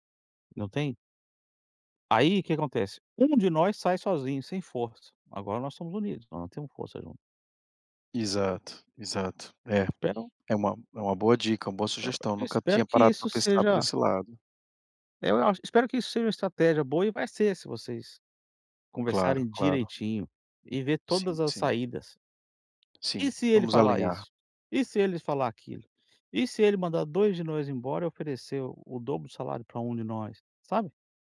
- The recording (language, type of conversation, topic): Portuguese, advice, Como posso reduzir as interrupções frequentes e aproveitar melhor meus momentos de lazer em casa?
- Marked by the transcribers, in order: tapping; other noise